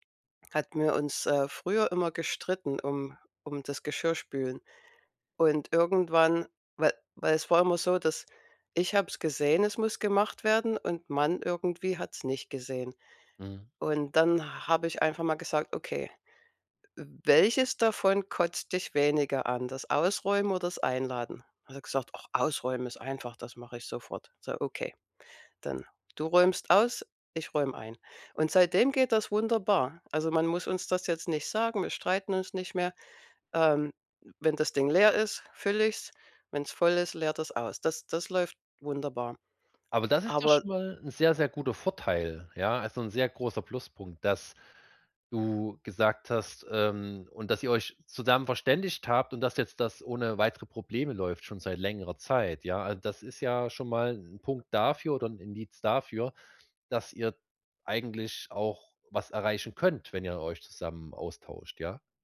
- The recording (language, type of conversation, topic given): German, advice, Wie kann ich wichtige Aufgaben trotz ständiger Ablenkungen erledigen?
- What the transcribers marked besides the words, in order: none